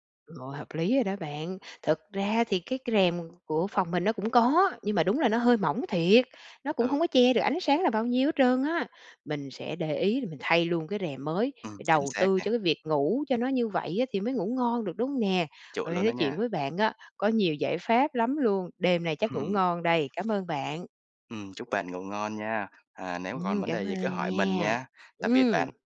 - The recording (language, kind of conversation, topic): Vietnamese, advice, Làm sao để duy trì giấc ngủ đều đặn khi bạn thường mất ngủ hoặc ngủ quá muộn?
- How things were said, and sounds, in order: tapping; other background noise